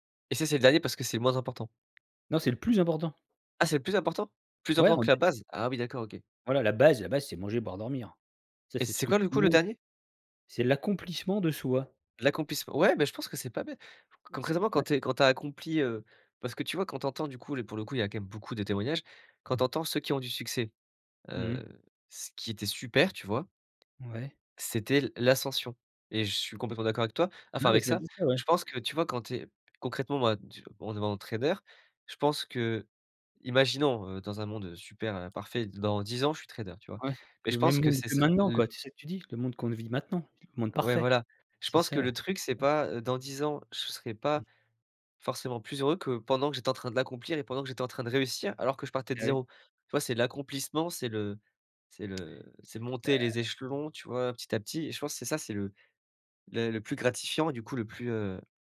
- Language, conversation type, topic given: French, podcast, Comment définis-tu le succès, pour toi ?
- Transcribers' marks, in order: tapping; other background noise